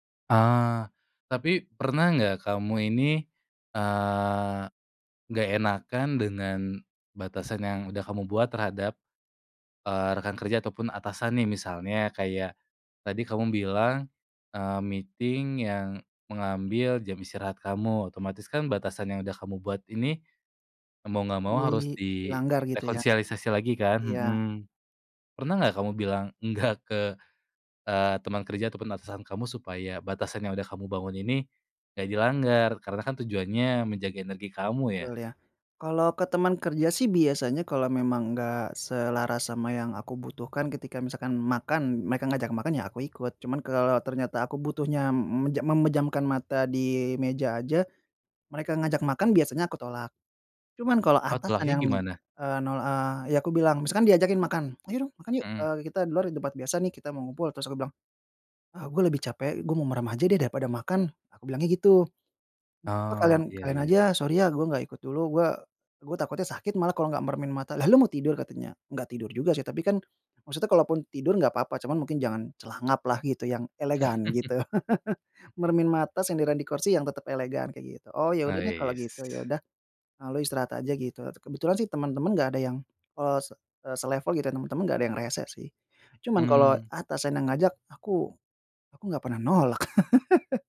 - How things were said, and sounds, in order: in English: "meeting"; "rekonsiliasi" said as "rekonsialisasi"; other background noise; laughing while speaking: "enggak"; chuckle; laugh; laugh
- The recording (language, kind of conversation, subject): Indonesian, podcast, Bagaimana cara kamu menetapkan batas agar tidak kehabisan energi?